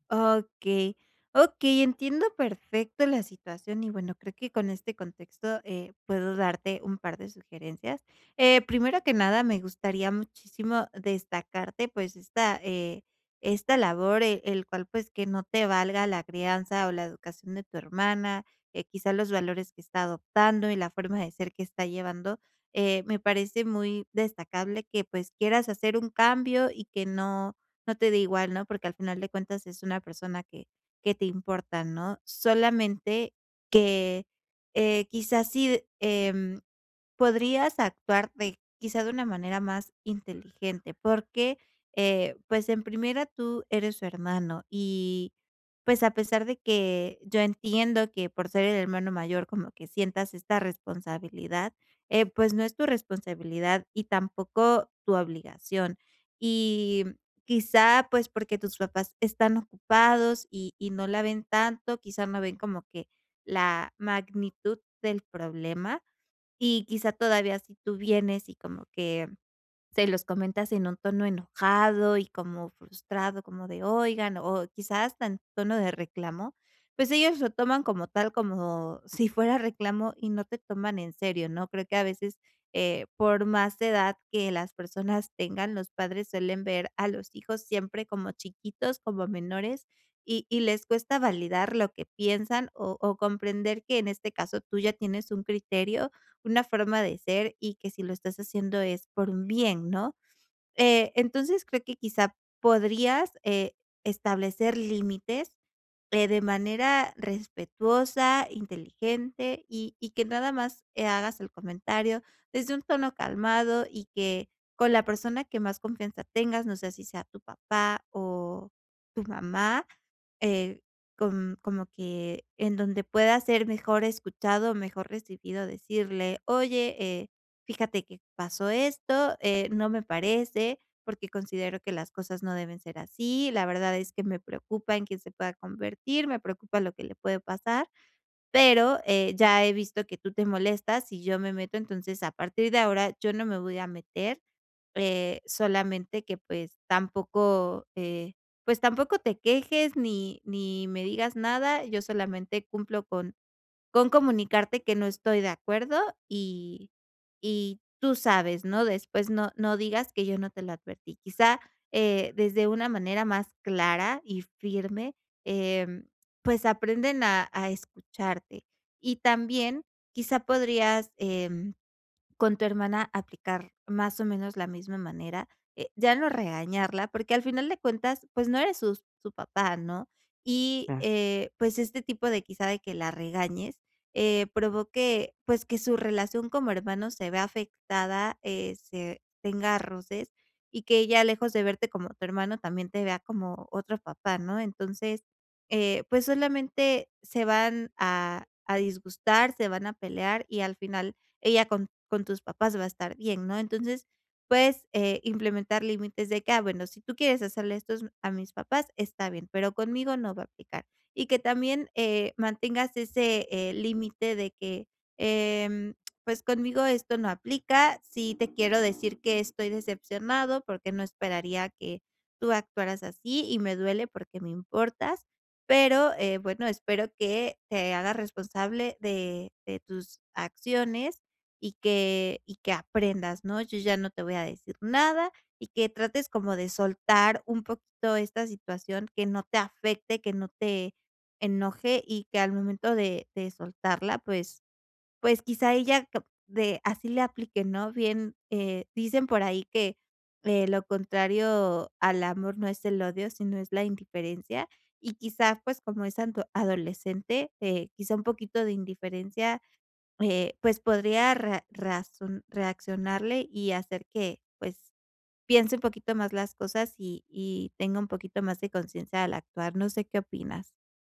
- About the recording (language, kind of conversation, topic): Spanish, advice, ¿Cómo puedo comunicar mis decisiones de crianza a mi familia sin generar conflictos?
- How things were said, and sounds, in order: other background noise